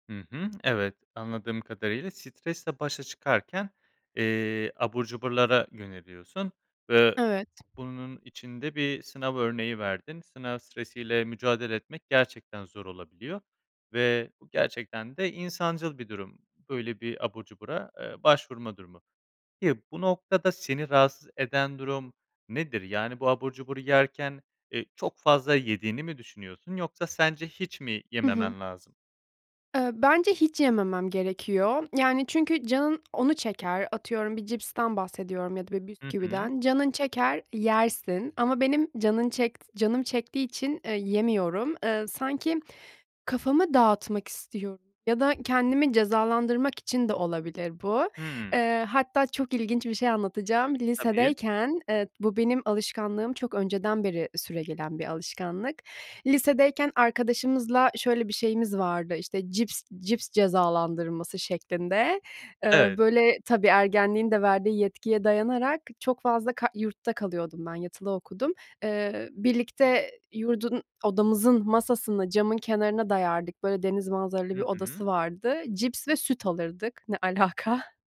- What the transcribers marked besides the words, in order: tapping
- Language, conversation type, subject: Turkish, advice, Stresle başa çıkarken sağlıksız alışkanlıklara neden yöneliyorum?